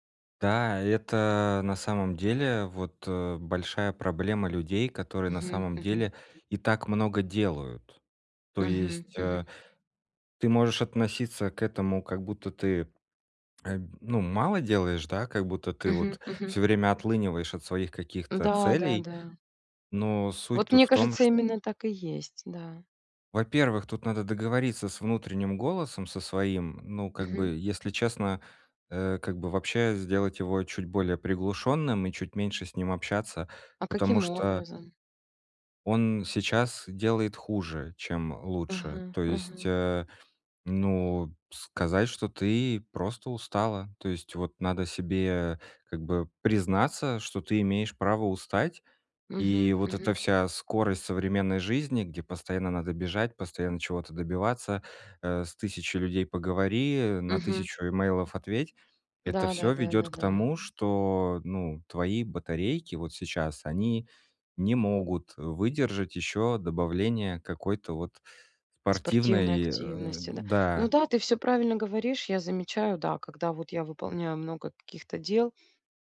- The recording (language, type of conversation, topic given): Russian, advice, Как начать формировать полезные привычки маленькими шагами каждый день?
- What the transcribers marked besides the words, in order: tapping; swallow; other background noise; "спортивной" said as "портивной"